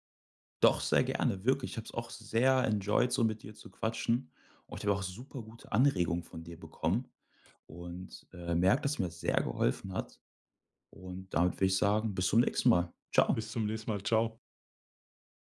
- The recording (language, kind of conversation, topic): German, podcast, Was würdest du jetzt gern noch lernen und warum?
- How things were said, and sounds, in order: in English: "enjoyed"